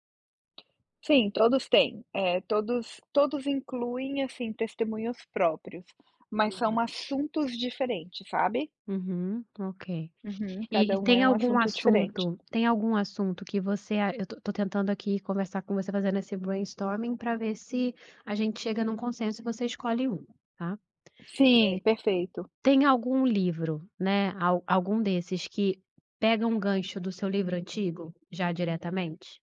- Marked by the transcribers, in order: tapping; in English: "brainstorming"
- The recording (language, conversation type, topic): Portuguese, advice, Sinto que meu progresso estagnou; como posso medir e retomar o avanço dos meus objetivos?